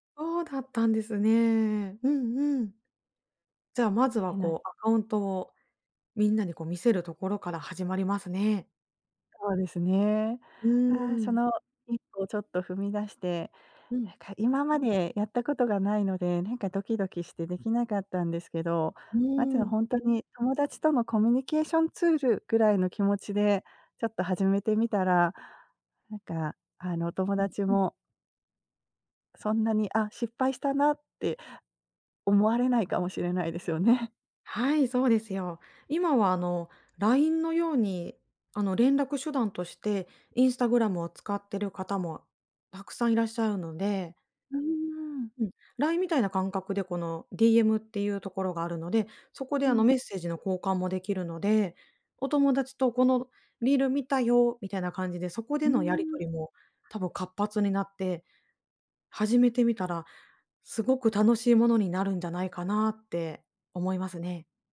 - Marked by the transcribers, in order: other noise
- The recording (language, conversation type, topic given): Japanese, advice, 完璧を求めすぎて取りかかれず、なかなか決められないのはなぜですか？